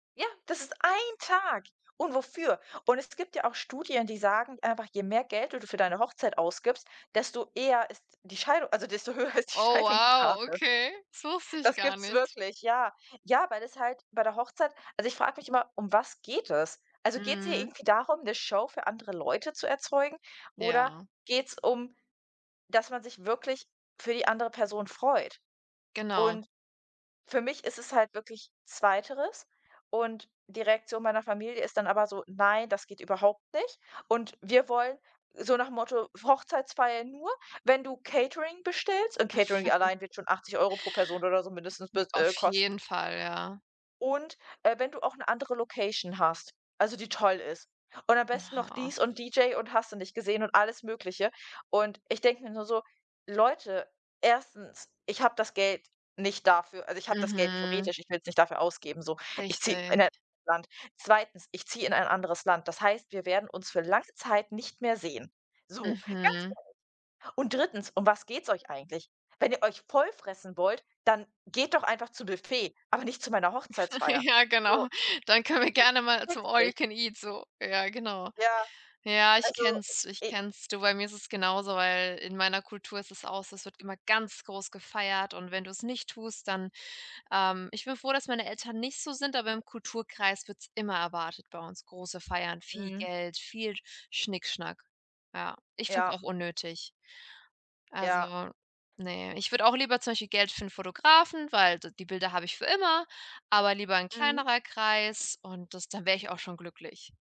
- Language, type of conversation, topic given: German, unstructured, Fühlst du dich manchmal von deiner Familie missverstanden?
- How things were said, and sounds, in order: angry: "ein Tag. Und wofür?"; stressed: "ein"; laughing while speaking: "höher ist die Scheidungsrate"; chuckle; unintelligible speech; angry: "Wenn ihr euch voll fressen … zu meiner Hochzeitsfeier"; chuckle; laughing while speaking: "genau. Dann können"; stressed: "ganz"